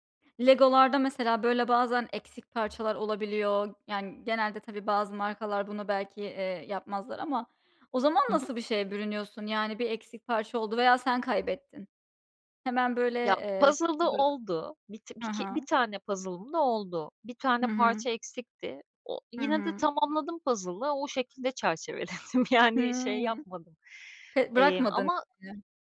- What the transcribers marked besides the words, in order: unintelligible speech
- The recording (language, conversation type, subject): Turkish, podcast, Boş zamanlarını genelde nasıl değerlendiriyorsun?
- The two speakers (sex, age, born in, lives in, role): female, 30-34, Turkey, United States, host; female, 35-39, Turkey, Greece, guest